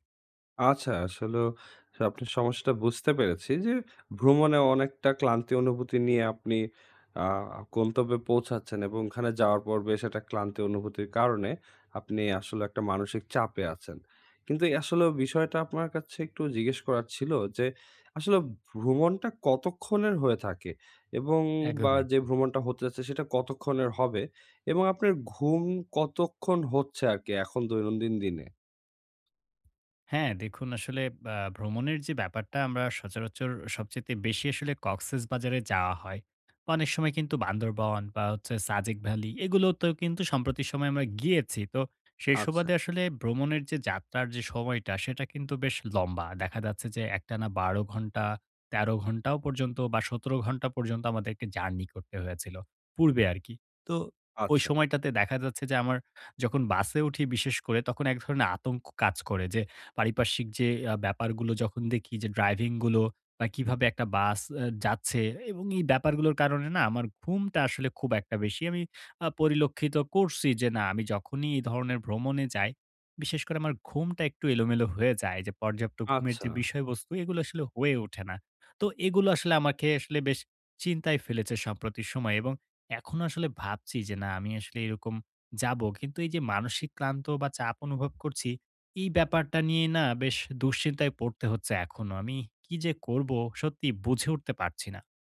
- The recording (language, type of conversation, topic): Bengali, advice, ভ্রমণে আমি কেন এত ক্লান্তি ও মানসিক চাপ অনুভব করি?
- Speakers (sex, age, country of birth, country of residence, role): male, 18-19, Bangladesh, Bangladesh, user; male, 20-24, Bangladesh, Bangladesh, advisor
- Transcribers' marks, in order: tapping